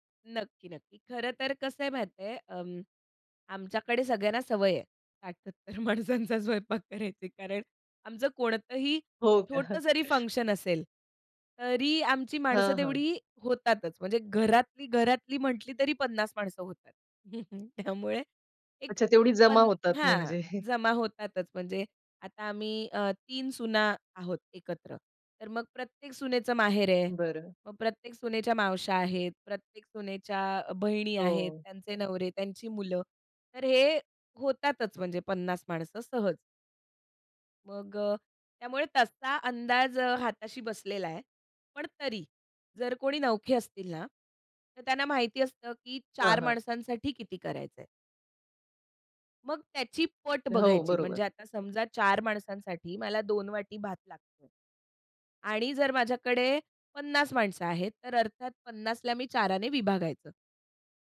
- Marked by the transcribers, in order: laughing while speaking: "माणसांचा स्वयंपाक करायची"; chuckle; chuckle; laughing while speaking: "म्हणजे"
- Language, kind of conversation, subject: Marathi, podcast, मेहमान आले तर तुम्ही काय खास तयार करता?